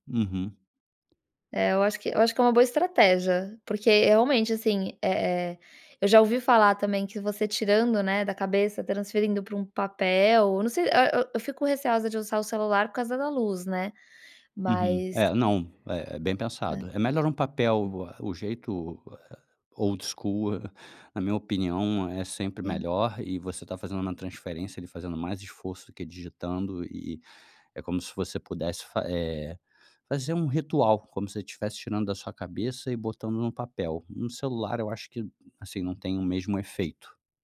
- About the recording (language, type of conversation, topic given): Portuguese, advice, Como lidar com o estresse ou a ansiedade à noite que me deixa acordado até tarde?
- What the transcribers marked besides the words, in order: in English: "old school"